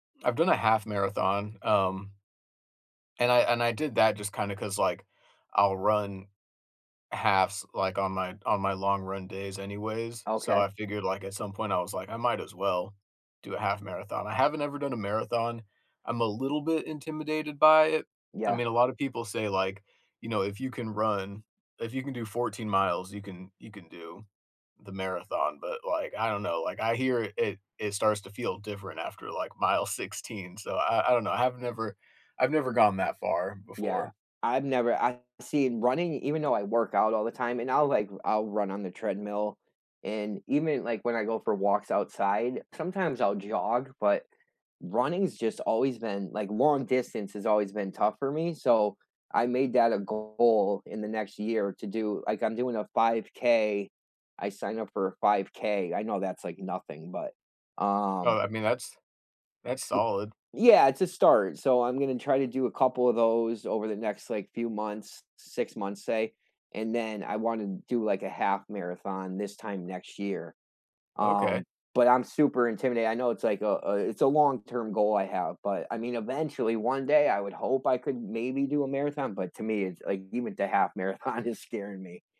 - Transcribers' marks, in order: tapping; unintelligible speech; laughing while speaking: "is"
- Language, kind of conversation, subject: English, unstructured, What would your ideal daily routine look like if it felt easy and gave you energy?
- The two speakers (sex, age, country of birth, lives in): male, 35-39, United States, United States; male, 45-49, United States, United States